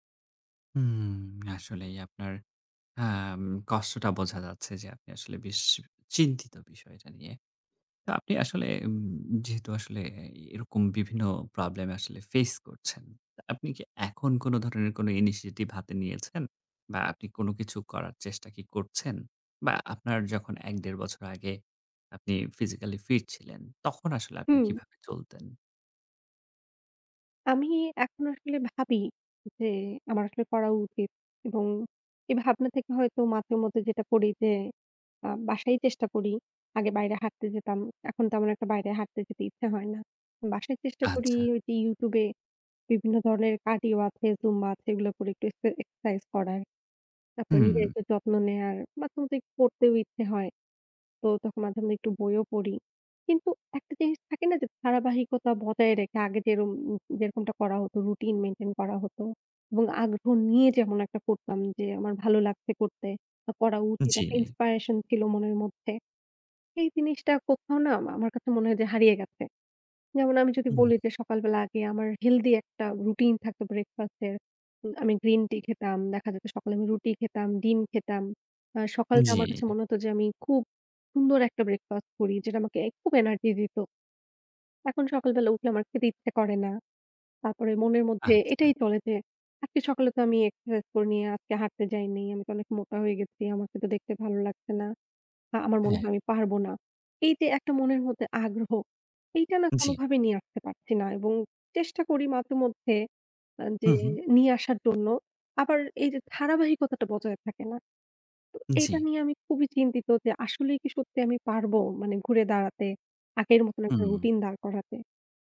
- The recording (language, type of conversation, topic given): Bengali, advice, দৈনন্দিন রুটিনে আগ্রহ হারানো ও লক্ষ্য স্পষ্ট না থাকা
- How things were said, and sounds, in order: other background noise; in English: "initiative"; in English: "inspiration"